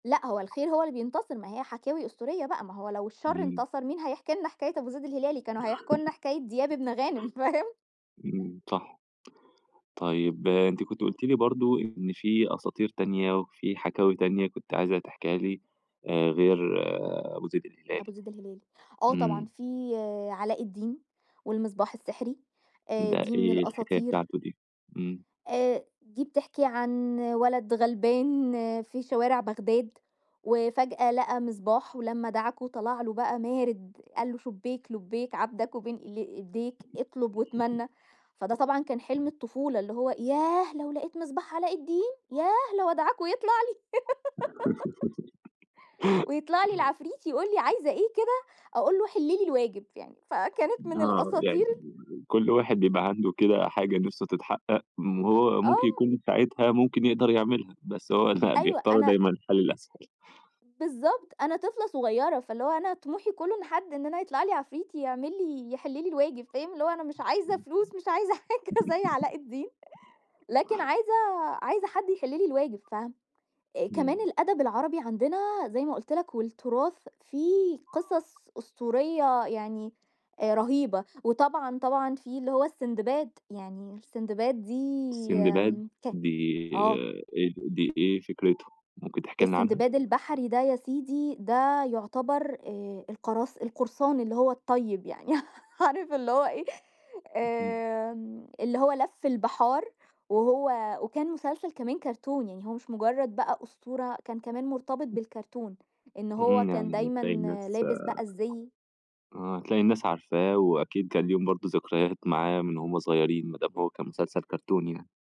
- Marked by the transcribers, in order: other background noise; chuckle; laughing while speaking: "فاهم؟"; tapping; giggle; laughing while speaking: "لأ"; laughing while speaking: "عايزة حاجة زي علاء الدين"; laughing while speaking: "عارف اللي هو إيه"; horn
- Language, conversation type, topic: Arabic, podcast, إيه الحكاية الشعبية أو الأسطورة اللي بتحبّها أكتر؟